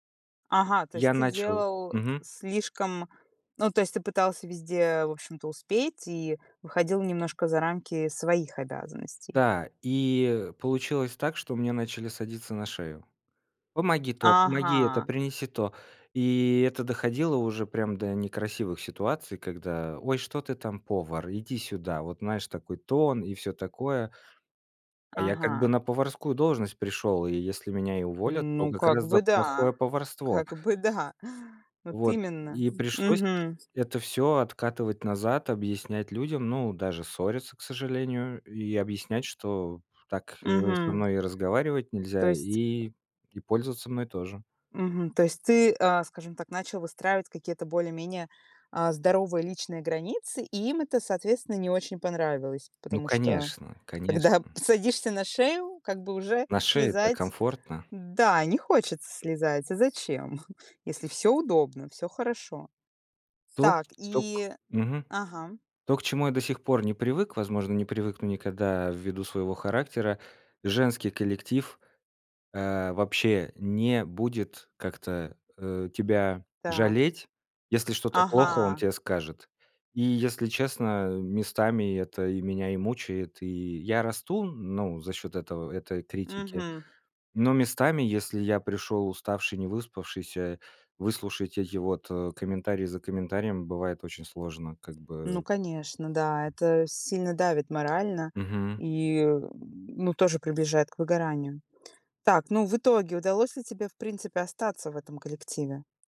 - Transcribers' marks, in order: exhale; other background noise; tapping; chuckle; grunt
- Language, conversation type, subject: Russian, podcast, Какие ошибки ты совершил(а) при смене работы, ну честно?